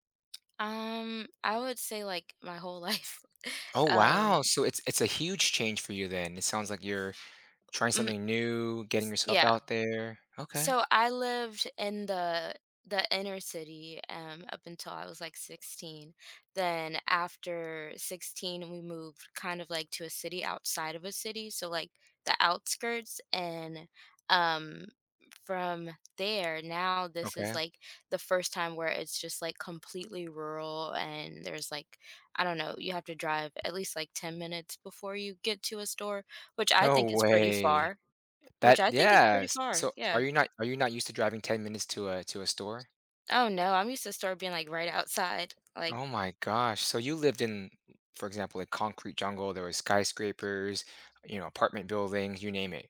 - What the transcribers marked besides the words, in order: laughing while speaking: "life"; background speech; other background noise; tapping
- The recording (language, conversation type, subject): English, advice, How can I enjoy nature more during my walks?
- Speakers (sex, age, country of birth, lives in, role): female, 25-29, United States, United States, user; male, 30-34, United States, United States, advisor